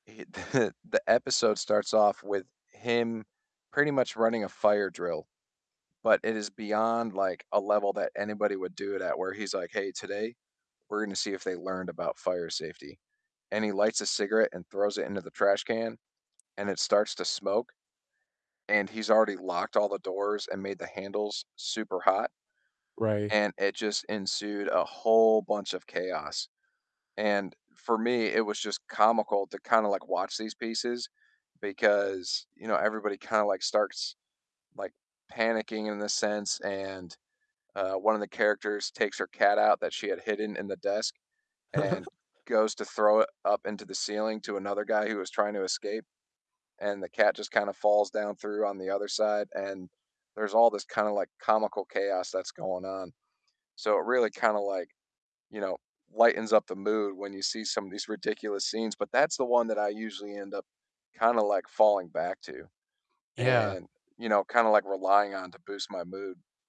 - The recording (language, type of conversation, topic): English, unstructured, Which comfort show do you rewatch to instantly put a smile on your face, and why does it feel like home?
- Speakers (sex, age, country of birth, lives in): male, 25-29, United States, United States; male, 35-39, United States, United States
- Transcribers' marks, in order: chuckle; laughing while speaking: "The"; distorted speech; laugh